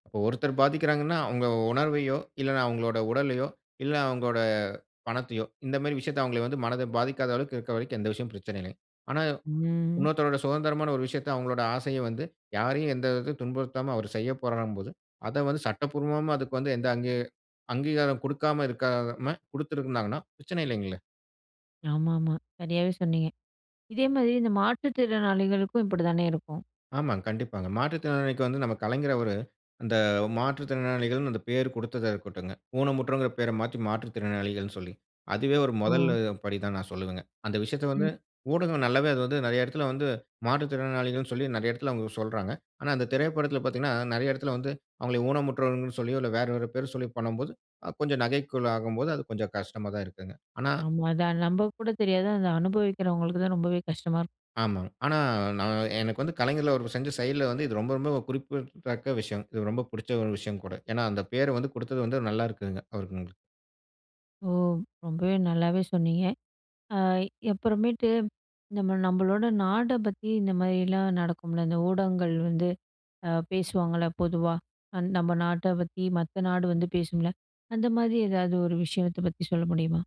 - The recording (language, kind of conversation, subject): Tamil, podcast, பிரதிநிதித்துவம் ஊடகங்களில் சரியாக காணப்படுகிறதா?
- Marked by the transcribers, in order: "நகைப்புக்குள்" said as "நகைக்குள்"; "நமக்கு" said as "நம்பக்கு"; "அப்புறமேட்டு" said as "எப்புறமேட்டு"